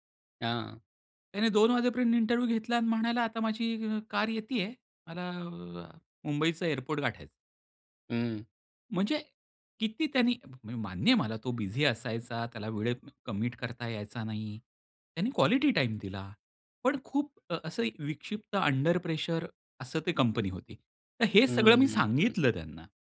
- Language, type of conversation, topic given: Marathi, podcast, नकार देताना तुम्ही कसे बोलता?
- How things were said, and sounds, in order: in English: "इंटरव्ह्यू"; in English: "कमिट"; tapping